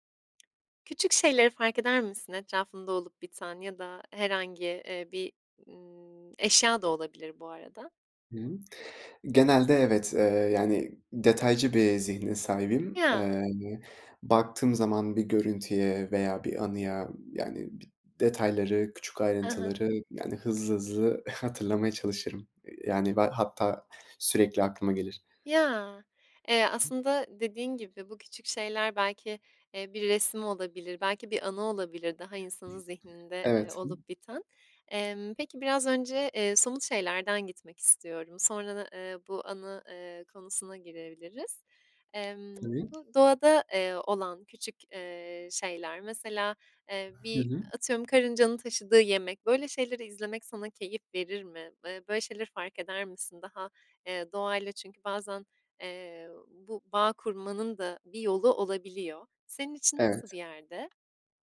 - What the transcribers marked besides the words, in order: tapping; other background noise; other noise
- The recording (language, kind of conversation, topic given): Turkish, podcast, Doğada küçük şeyleri fark etmek sana nasıl bir bakış kazandırır?